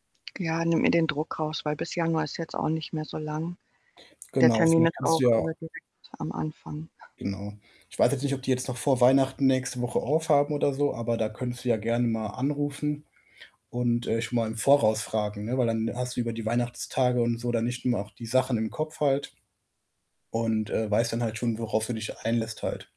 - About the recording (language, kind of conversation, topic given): German, advice, Wie kann ich meinen Geldfluss verbessern und finanzielle Engpässe vermeiden?
- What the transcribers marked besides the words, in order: static; other background noise; distorted speech